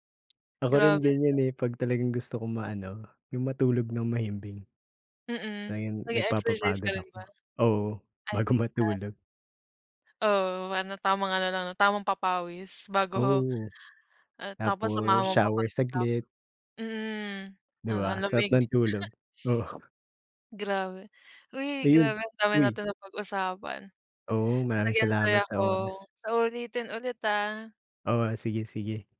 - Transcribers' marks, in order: other background noise; tapping; "Ayun" said as "tayun"; chuckle; laughing while speaking: "oo"
- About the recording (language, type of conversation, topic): Filipino, unstructured, Ano ang pinaka-nakakatuwang nangyari sa iyo habang ginagawa mo ang paborito mong libangan?